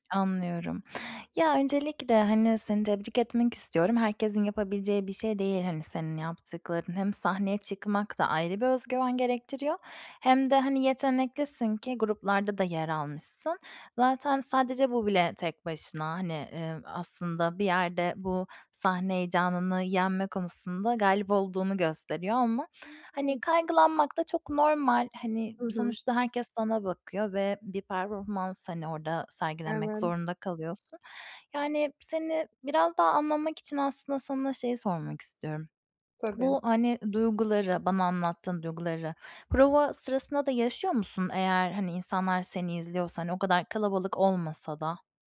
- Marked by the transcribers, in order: other background noise; "galip" said as "galib"; unintelligible speech; tapping
- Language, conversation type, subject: Turkish, advice, Sahneye çıkarken aşırı heyecan ve kaygıyı nasıl daha iyi yönetebilirim?